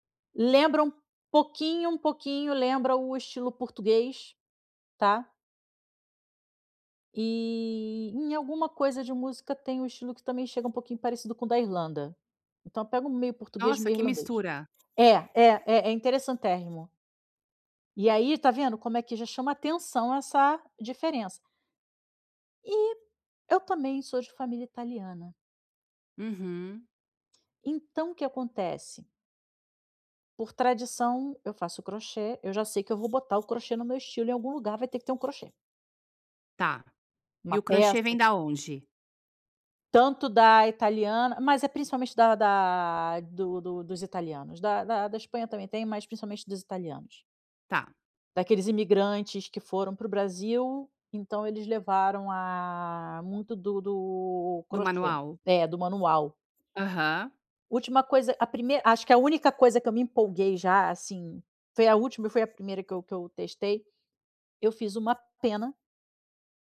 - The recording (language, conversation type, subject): Portuguese, advice, Como posso descobrir um estilo pessoal autêntico que seja realmente meu?
- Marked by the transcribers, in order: other background noise